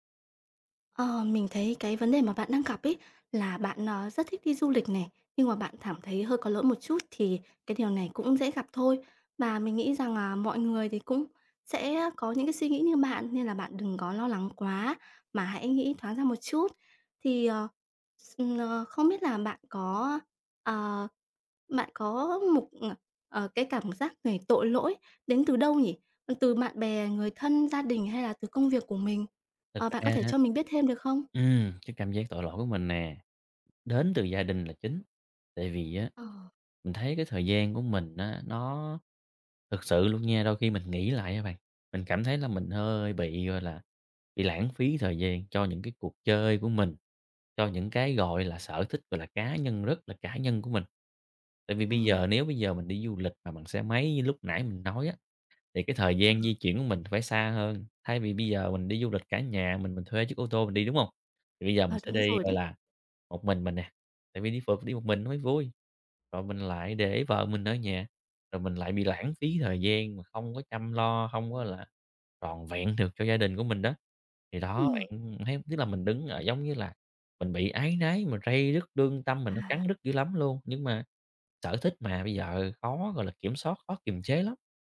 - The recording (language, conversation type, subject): Vietnamese, advice, Làm sao để dành thời gian cho sở thích mà không cảm thấy có lỗi?
- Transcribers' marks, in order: other background noise; tapping